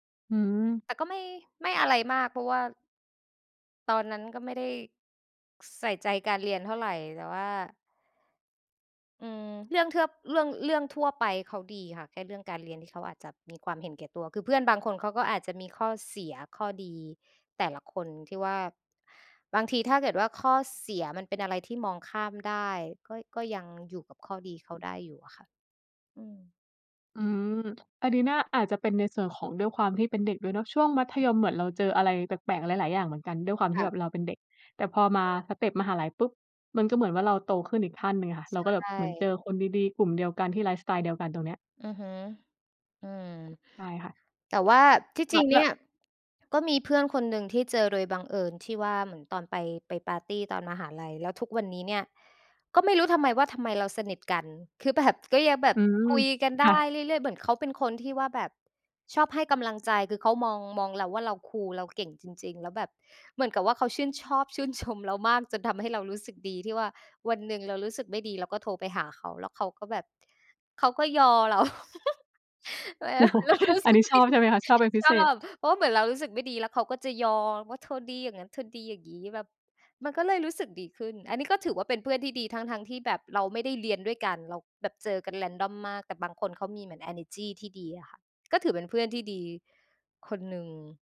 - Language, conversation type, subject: Thai, unstructured, เพื่อนที่ดีที่สุดของคุณเป็นคนแบบไหน?
- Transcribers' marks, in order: tapping; other background noise; in English: "คูล"; laughing while speaking: "เรา แล้วเราก็รู้สึก เฮ้ย !"; giggle; chuckle; in English: "random"